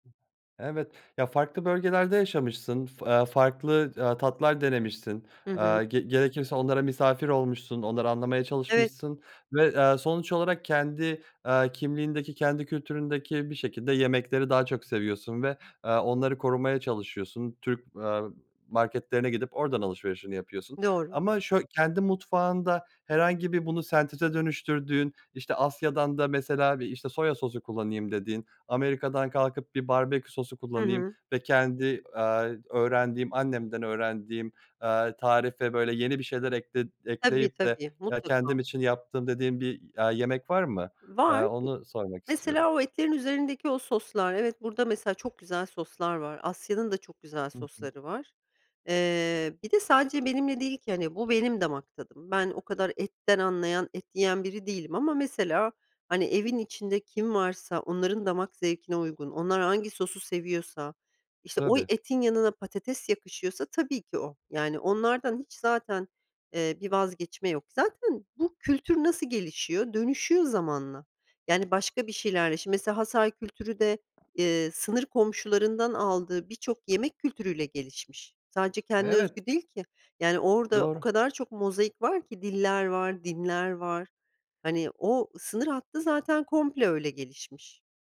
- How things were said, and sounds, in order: other background noise; swallow; "Hatay" said as "Hasay"
- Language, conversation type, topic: Turkish, podcast, Yemekler kültürel kimliği nasıl şekillendirir?